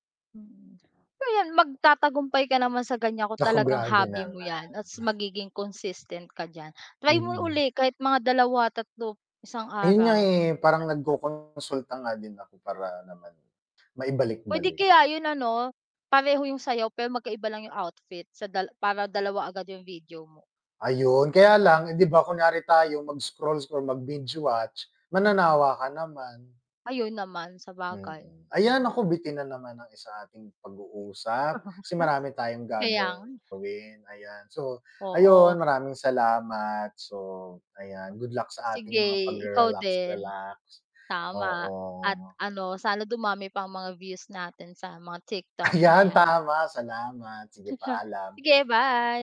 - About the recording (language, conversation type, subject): Filipino, unstructured, Paano ka nagpapahinga kapag pagod ka na?
- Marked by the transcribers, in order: other background noise; scoff; tapping; distorted speech; static; in English: "binge watch"; chuckle; background speech; chuckle